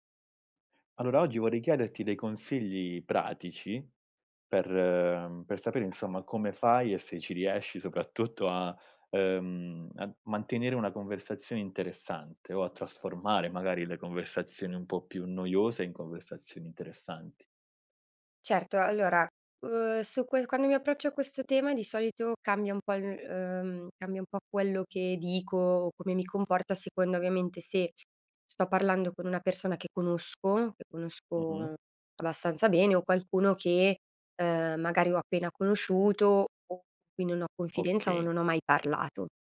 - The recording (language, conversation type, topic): Italian, podcast, Cosa fai per mantenere una conversazione interessante?
- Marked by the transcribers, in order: unintelligible speech